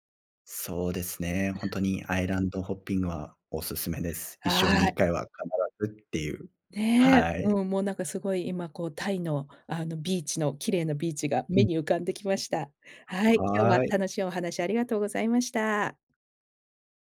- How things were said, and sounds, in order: in English: "アイランドホッピング"
- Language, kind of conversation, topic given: Japanese, podcast, 人生で一番忘れられない旅の話を聞かせていただけますか？